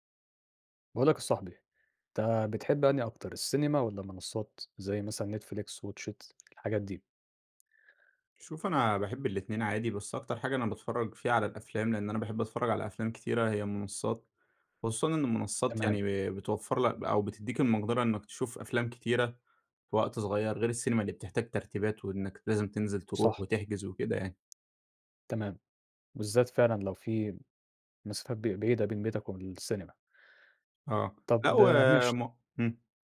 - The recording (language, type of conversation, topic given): Arabic, podcast, إيه اللي بتحبه أكتر: تروح السينما ولا تتفرّج أونلاين في البيت؟ وليه؟
- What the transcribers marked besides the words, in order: tapping